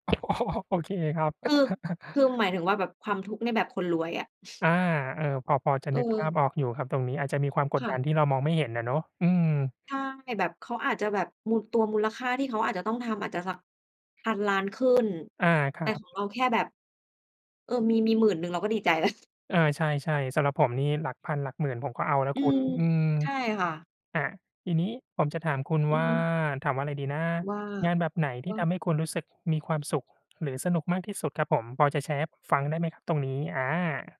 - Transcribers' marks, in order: laugh; chuckle; chuckle
- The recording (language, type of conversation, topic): Thai, unstructured, คุณชอบงานแบบไหนมากที่สุดในชีวิตประจำวัน?